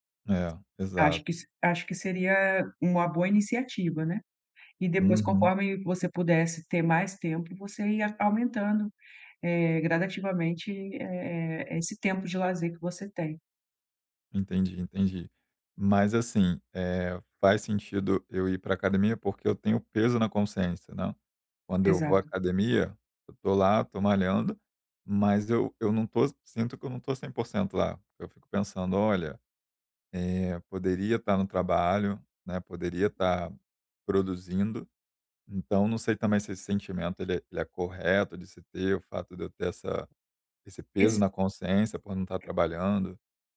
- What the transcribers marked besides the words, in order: other background noise
- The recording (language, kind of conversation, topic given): Portuguese, advice, Como posso criar uma rotina de lazer de que eu goste?